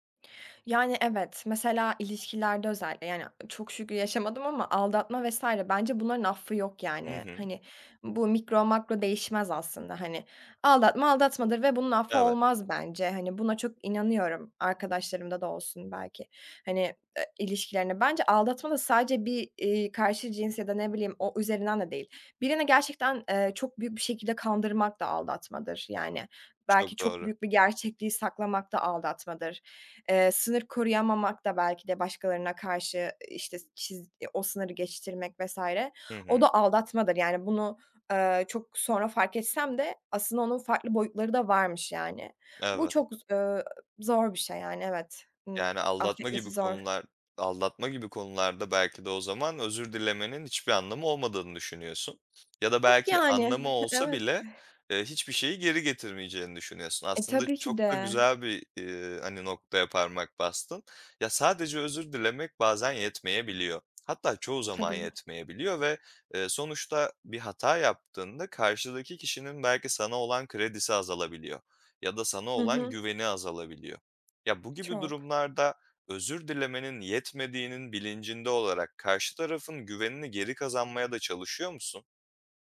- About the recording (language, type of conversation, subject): Turkish, podcast, Birine içtenlikle nasıl özür dilersin?
- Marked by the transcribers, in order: other noise; other background noise